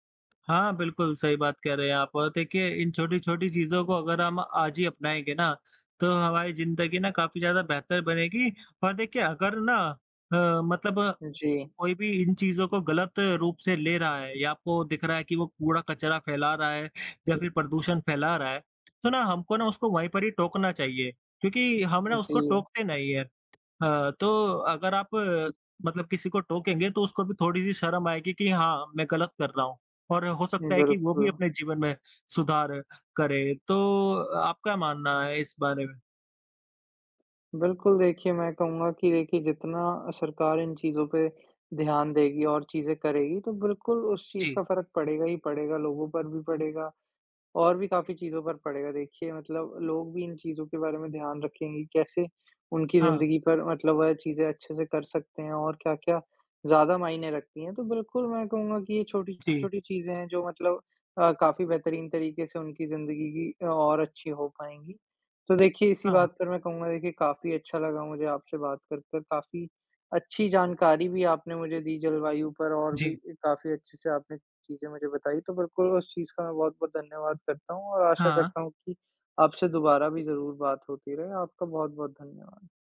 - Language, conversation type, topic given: Hindi, unstructured, क्या जलवायु परिवर्तन को रोकने के लिए नीतियाँ और अधिक सख्त करनी चाहिए?
- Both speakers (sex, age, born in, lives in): female, 25-29, India, India; male, 20-24, India, India
- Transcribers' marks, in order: other background noise; tapping